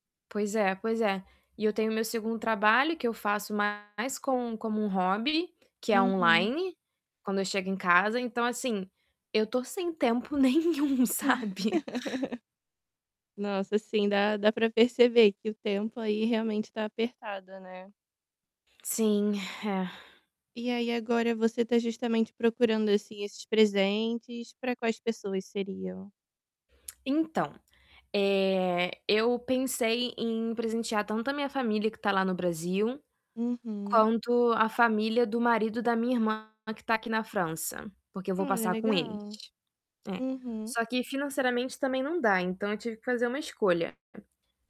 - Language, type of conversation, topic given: Portuguese, advice, Como posso encontrar boas opções de presentes ou roupas sem ter tempo para pesquisar?
- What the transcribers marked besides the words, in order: distorted speech; laughing while speaking: "eu tô sem tempo nenhum, sabe?"; chuckle; tapping